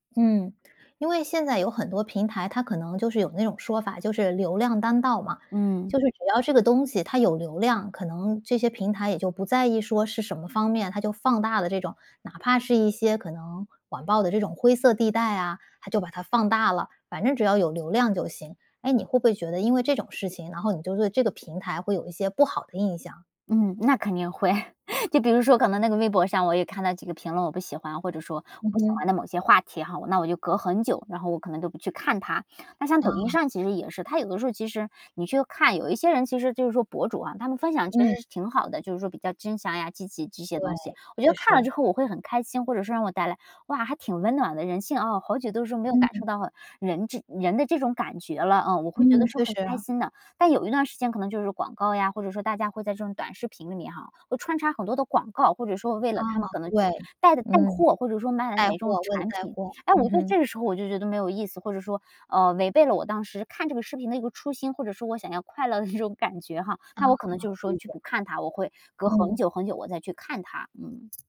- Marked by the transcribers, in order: laughing while speaking: "会"; "真诚" said as "真想"; laughing while speaking: "那种"; tapping; other background noise
- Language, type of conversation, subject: Chinese, podcast, 社交媒体会让你更孤单，还是让你与他人更亲近？